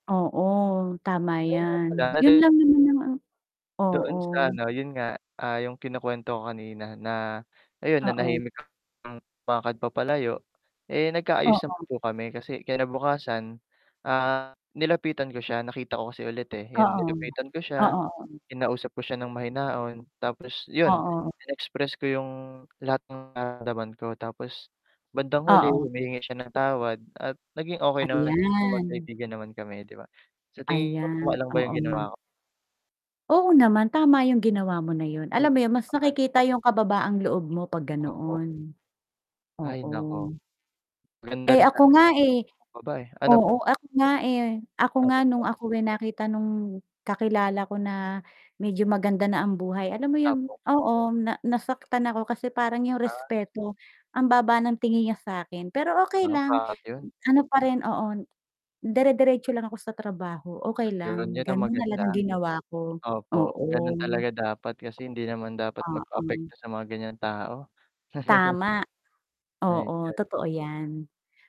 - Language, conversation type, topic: Filipino, unstructured, Ano ang papel ng respeto sa pakikitungo mo sa ibang tao?
- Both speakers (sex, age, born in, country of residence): female, 45-49, Philippines, Philippines; male, 18-19, Philippines, Philippines
- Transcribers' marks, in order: distorted speech; other background noise; mechanical hum; wind; unintelligible speech; tapping; unintelligible speech; chuckle